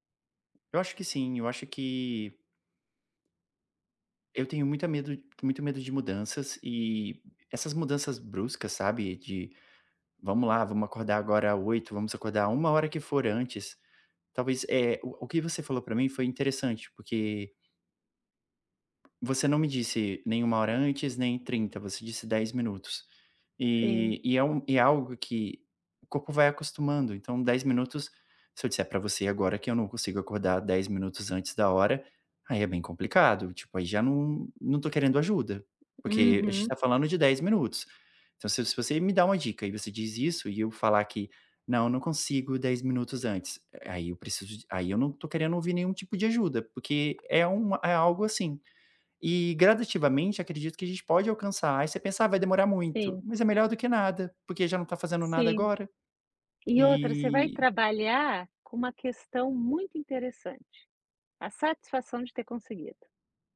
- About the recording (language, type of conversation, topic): Portuguese, advice, Como posso manter a consistência diária na prática de atenção plena?
- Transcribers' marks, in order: tapping; other background noise